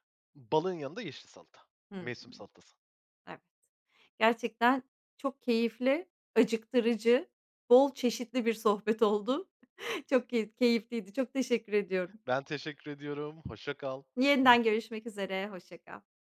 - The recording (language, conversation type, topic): Turkish, podcast, Bu tarif kuşaktan kuşağa nasıl aktarıldı, anlatır mısın?
- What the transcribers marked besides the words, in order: giggle; other background noise